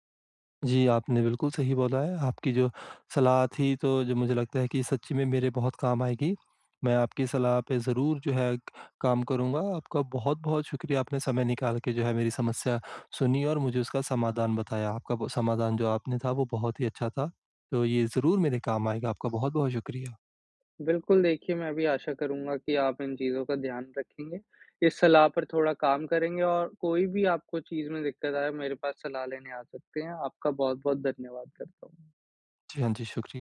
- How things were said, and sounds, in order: none
- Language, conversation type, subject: Hindi, advice, आलोचना से सीखने और अपनी कमियों में सुधार करने का तरीका क्या है?